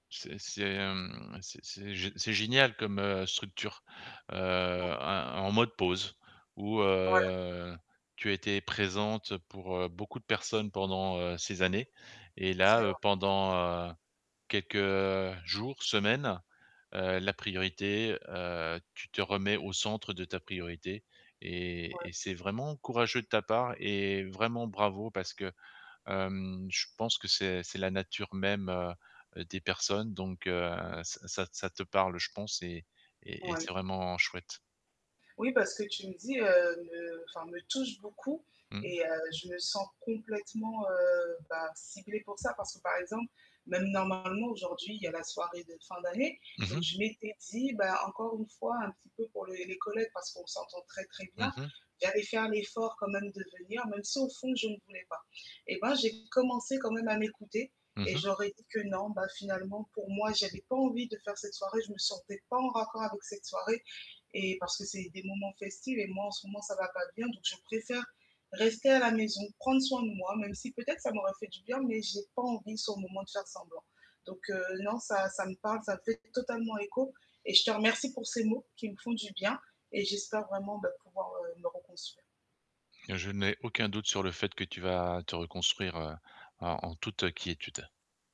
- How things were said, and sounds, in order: distorted speech; static; other background noise
- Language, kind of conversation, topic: French, advice, Comment puis-je reconstruire ma confiance en moi et mon estime personnelle après une rupture ?